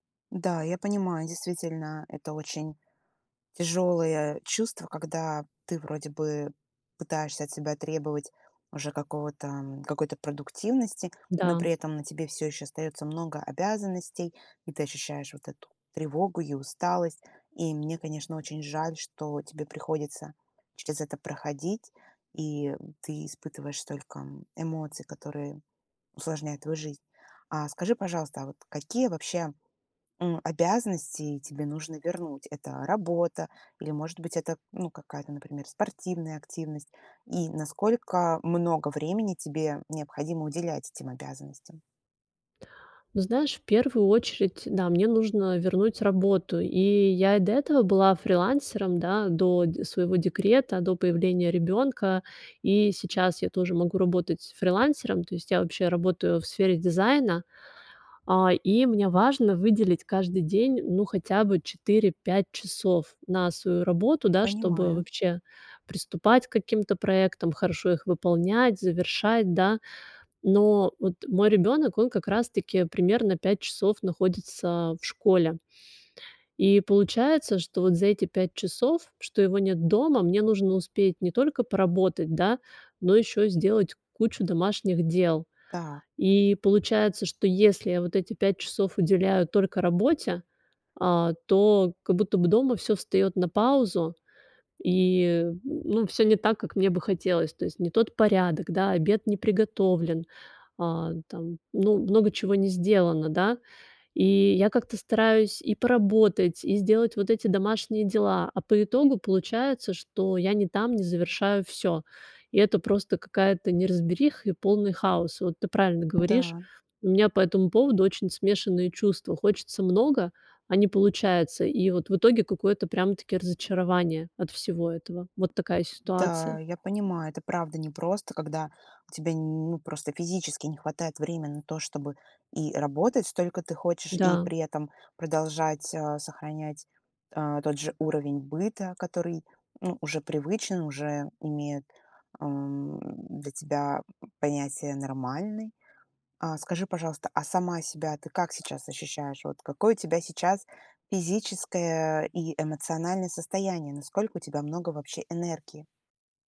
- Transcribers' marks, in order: tapping; other background noise
- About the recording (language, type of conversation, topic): Russian, advice, Как мне спланировать постепенное возвращение к своим обязанностям?